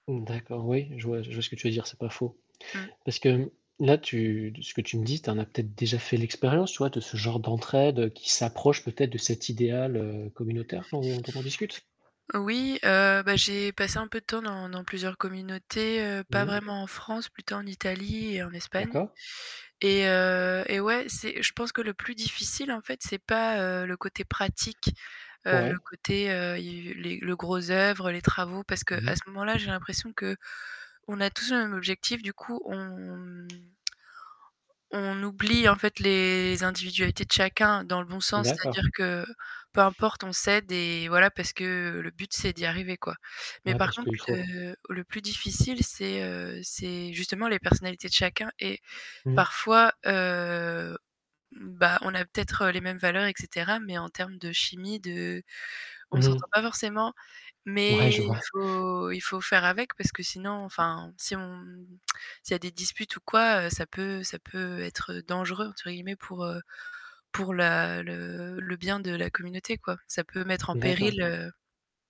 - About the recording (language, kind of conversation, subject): French, unstructured, Comment décrirais-tu la communauté idéale selon toi ?
- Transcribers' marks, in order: other background noise; tapping; tsk; laughing while speaking: "Ouais, je vois"; tsk; mechanical hum